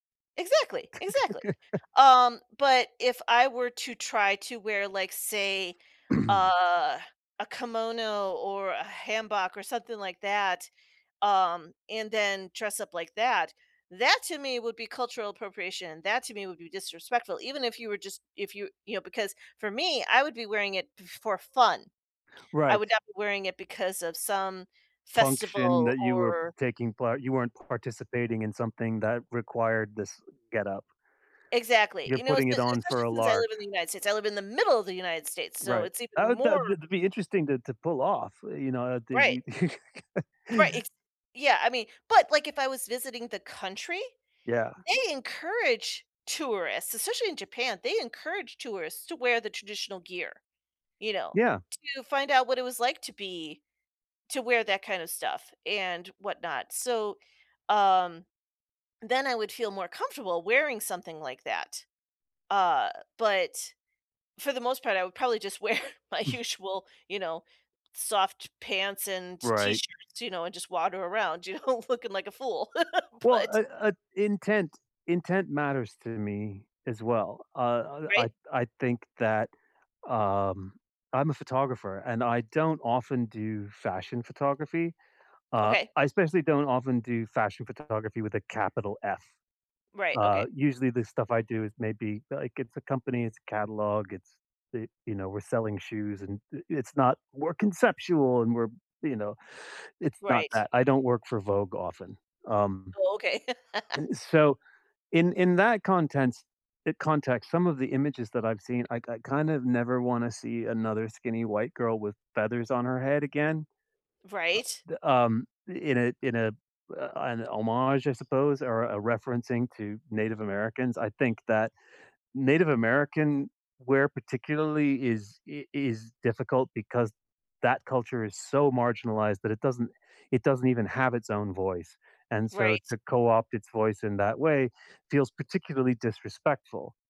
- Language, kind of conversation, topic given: English, unstructured, How can I avoid cultural appropriation in fashion?
- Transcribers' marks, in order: laugh; throat clearing; stressed: "that"; other background noise; stressed: "middle"; unintelligible speech; laugh; alarm; laughing while speaking: "wear"; chuckle; laughing while speaking: "know, looking"; laugh; laugh